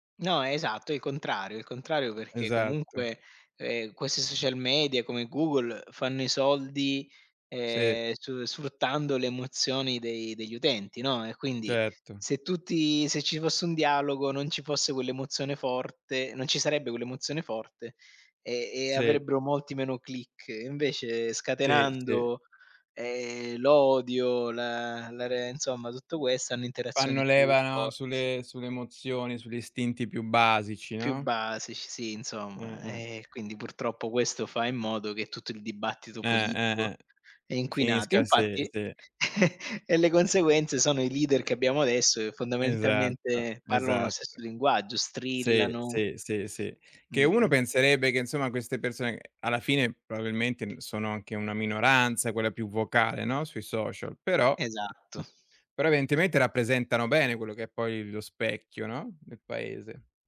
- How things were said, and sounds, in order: other background noise; chuckle; other noise
- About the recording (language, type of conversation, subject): Italian, unstructured, Come pensi che i social media influenzino la politica?